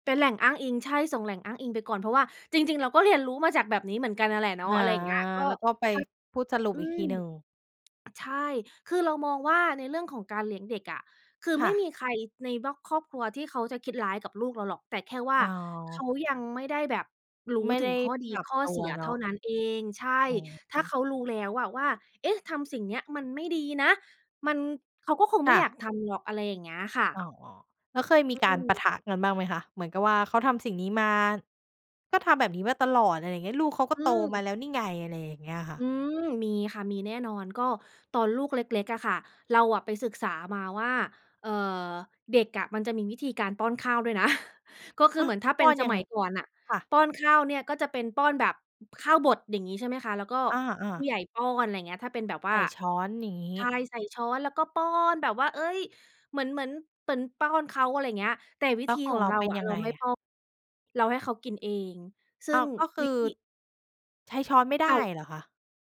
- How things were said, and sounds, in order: none
- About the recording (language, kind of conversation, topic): Thai, podcast, คุณเคยตั้งขอบเขตกับคนในครอบครัวไหม และอยากเล่าให้ฟังไหม?
- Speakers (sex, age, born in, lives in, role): female, 30-34, Thailand, Thailand, host; female, 35-39, Thailand, United States, guest